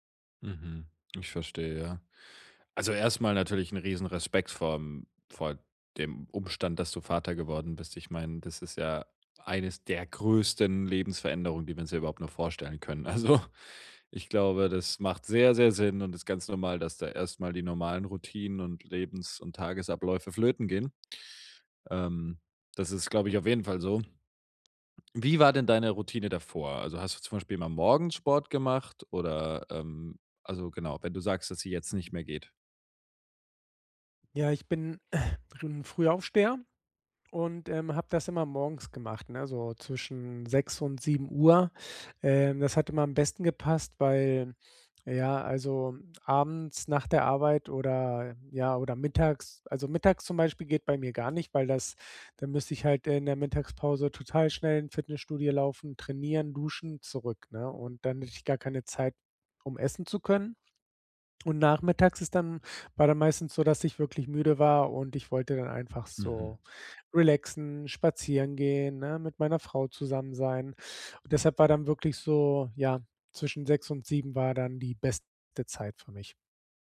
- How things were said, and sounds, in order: stressed: "größten"; laughing while speaking: "Also"
- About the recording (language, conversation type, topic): German, advice, Wie kann ich trotz Unsicherheit eine tägliche Routine aufbauen?